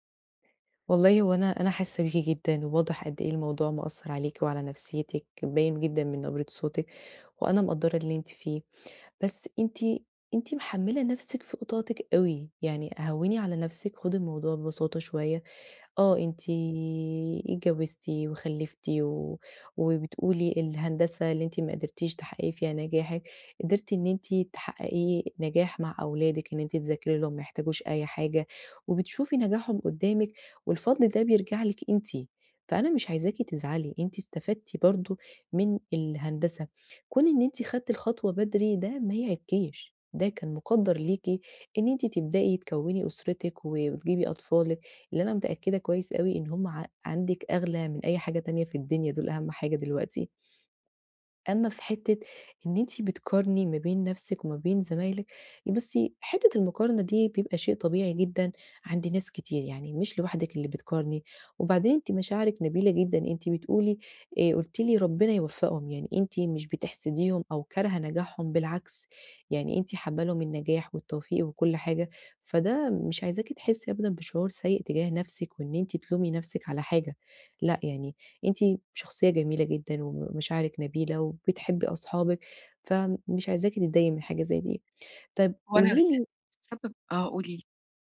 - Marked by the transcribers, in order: tapping
- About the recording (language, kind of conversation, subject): Arabic, advice, إزاي أبطّل أقارن نفسي على طول بنجاحات صحابي من غير ما ده يأثر على علاقتي بيهم؟
- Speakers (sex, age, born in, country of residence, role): female, 30-34, Egypt, Portugal, advisor; female, 55-59, Egypt, Egypt, user